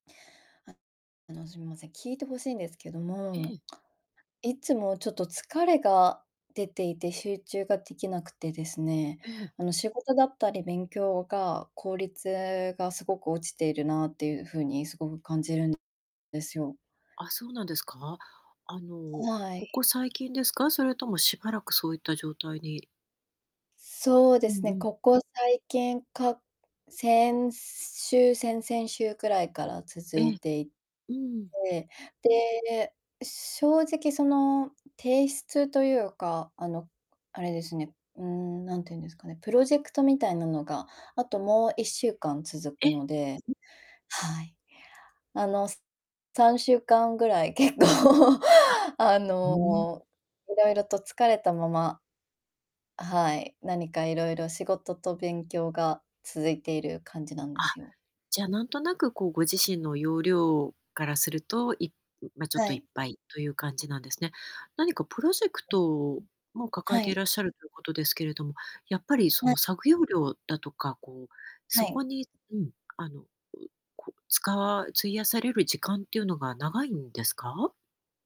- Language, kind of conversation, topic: Japanese, advice, いつも疲れて集中できず仕事の効率が落ちているのは、どうすれば改善できますか？
- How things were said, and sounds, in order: distorted speech; laughing while speaking: "結構"; chuckle